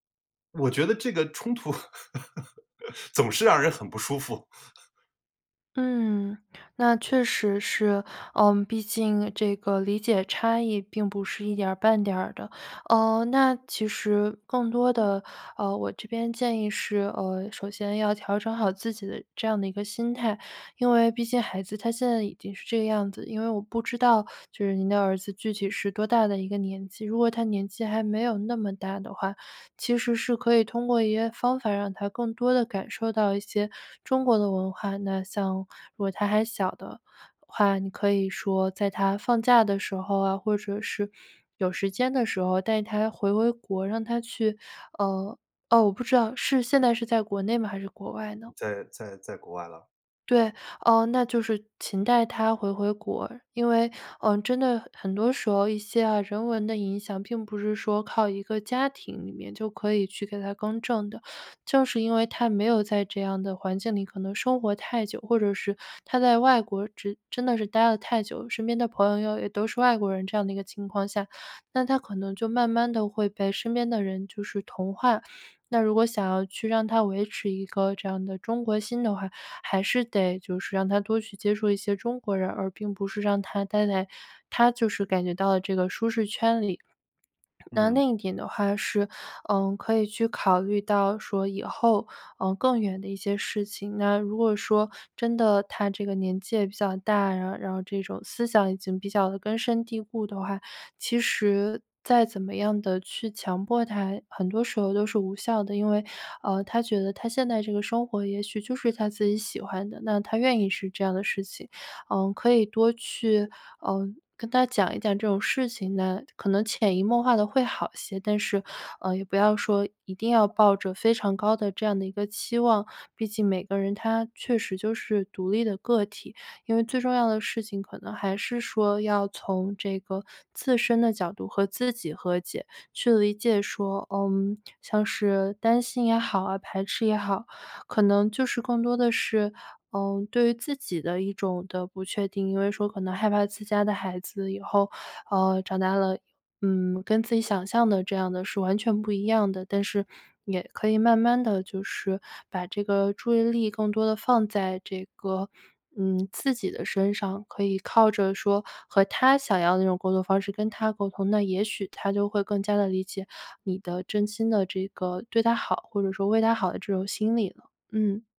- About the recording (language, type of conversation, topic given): Chinese, advice, 我因为与家人的价值观不同而担心被排斥，该怎么办？
- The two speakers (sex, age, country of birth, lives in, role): female, 25-29, China, United States, advisor; male, 50-54, China, United States, user
- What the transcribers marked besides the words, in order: laughing while speaking: "突"; laugh; chuckle; other background noise